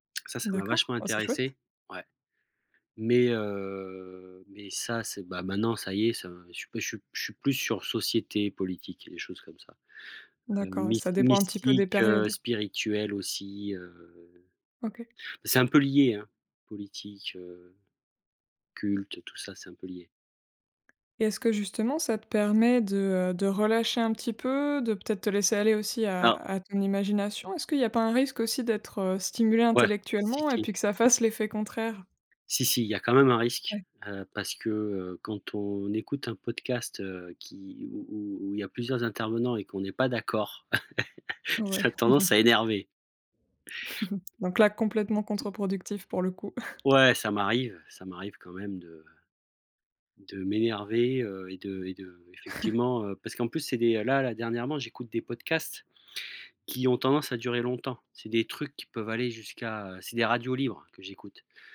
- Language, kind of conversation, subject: French, podcast, Comment gères-tu le stress qui t’empêche de dormir ?
- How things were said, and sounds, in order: drawn out: "heu"; tapping; laugh; chuckle; chuckle; chuckle